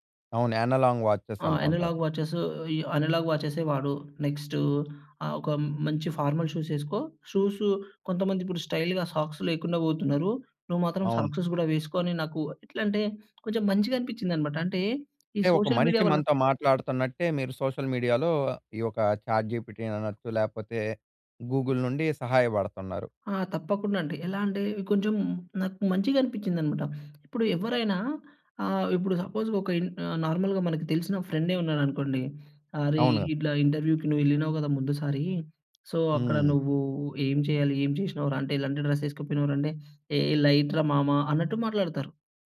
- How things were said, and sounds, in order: in English: "అనలాంగ్ వాచెస్"; in English: "అనలాగ్"; in English: "అనలాగ్ వాచెస్సె"; in English: "ఫార్మల్ షూస్"; in English: "స్టైల్‌గా"; in English: "సాక్స్‌స్"; in English: "సోషల్ మీడియా"; in English: "సోషల్ మీడియాలో"; in English: "చాట్‌జీపిటీ"; in English: "గూగుల్"; in English: "సపోజ్"; in English: "నార్మల్‌గా"; in English: "ఇంటర్వ్యూ‌కి"; in English: "సో"; in English: "డ్రెస్"
- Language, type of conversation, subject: Telugu, podcast, సోషల్ మీడియా మీ లుక్‌పై ఎంత ప్రభావం చూపింది?